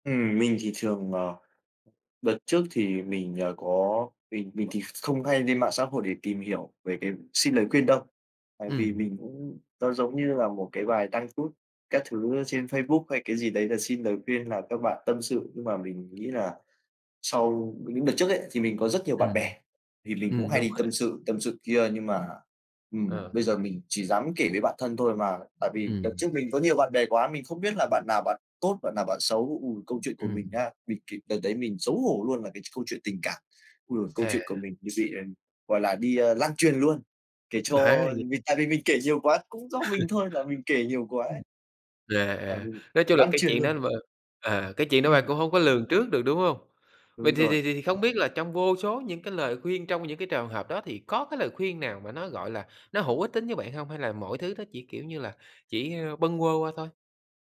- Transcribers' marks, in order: other background noise; tapping; in English: "tút"; "status" said as "tút"; unintelligible speech; chuckle
- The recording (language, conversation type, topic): Vietnamese, podcast, Khi cần lời khuyên, bạn thường hỏi ai và vì sao?